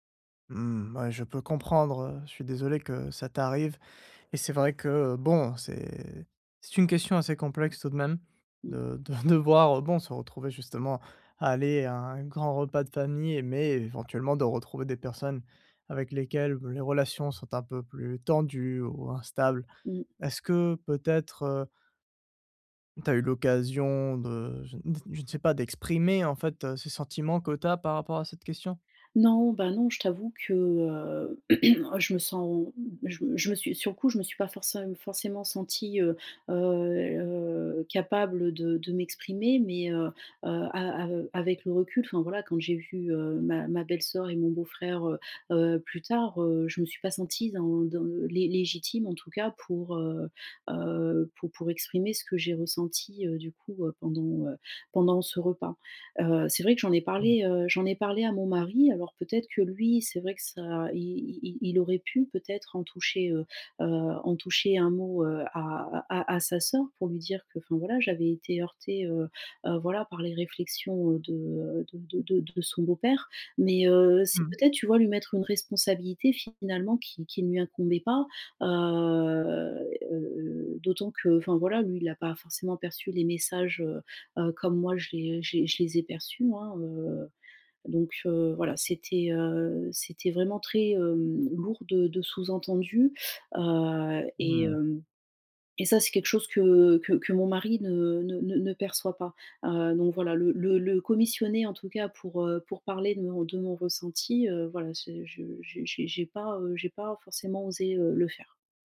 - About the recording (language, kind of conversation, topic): French, advice, Comment gérer les différences de valeurs familiales lors d’un repas de famille tendu ?
- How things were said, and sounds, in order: laughing while speaking: "devoir"; tapping; stressed: "d'exprimer"; throat clearing